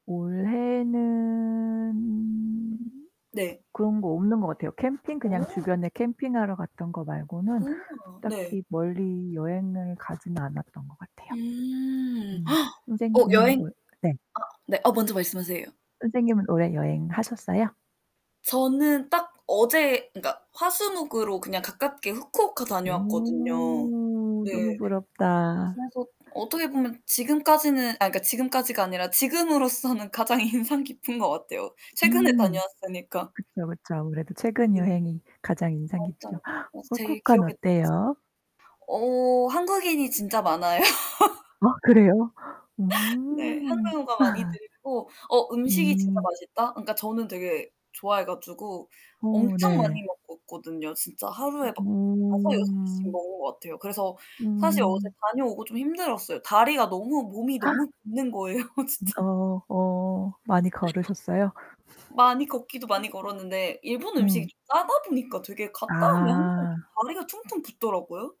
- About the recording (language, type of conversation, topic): Korean, unstructured, 가장 인상 깊었던 여행 추억은 무엇인가요?
- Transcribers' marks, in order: drawn out: "올해는"; tapping; other background noise; gasp; drawn out: "오"; distorted speech; laughing while speaking: "인상"; gasp; laughing while speaking: "많아요"; laugh; laughing while speaking: "아 그래요?"; laugh; drawn out: "음"; gasp; laughing while speaking: "진짜"